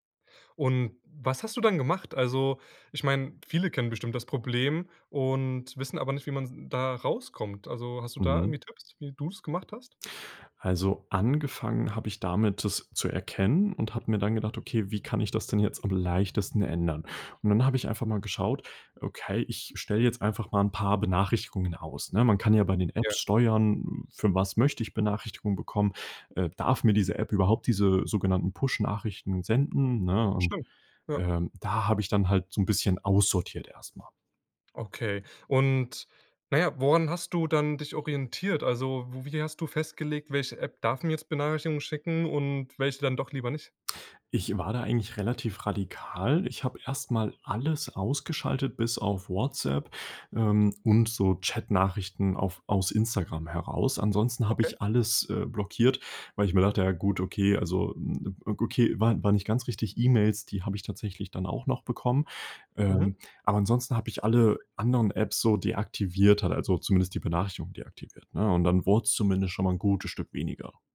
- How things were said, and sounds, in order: other noise; other background noise
- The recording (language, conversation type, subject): German, podcast, Wie gehst du mit ständigen Benachrichtigungen um?